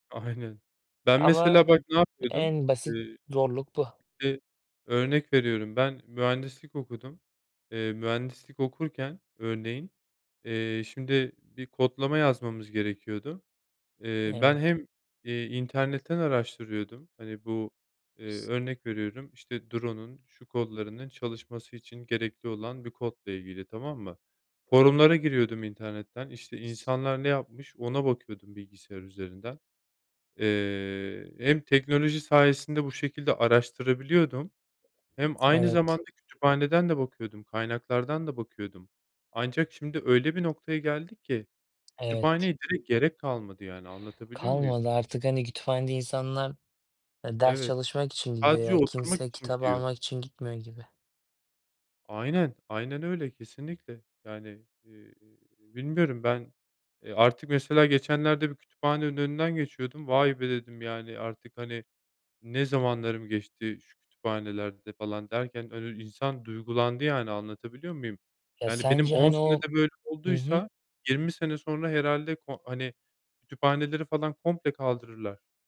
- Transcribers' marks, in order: laughing while speaking: "Aynen"; in English: "drone'un"; other background noise; tapping
- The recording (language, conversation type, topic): Turkish, unstructured, Teknoloji öğrenmeyi daha eğlenceli hâle getiriyor mu?